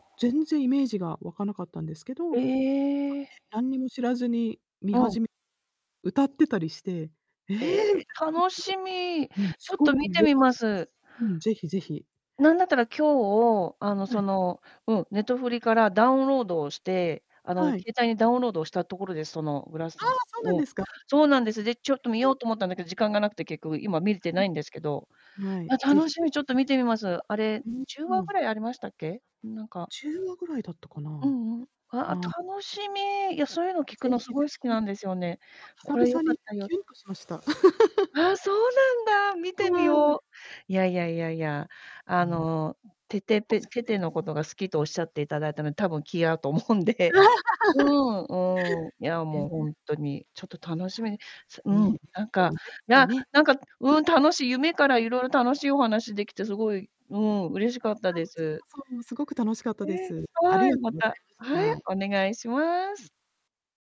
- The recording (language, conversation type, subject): Japanese, unstructured, 自分の夢が実現したら、まず何をしたいですか？
- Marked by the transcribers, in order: drawn out: "ええ"; unintelligible speech; distorted speech; unintelligible speech; static; unintelligible speech; unintelligible speech; laugh; unintelligible speech; laugh; laughing while speaking: "思うんで"; unintelligible speech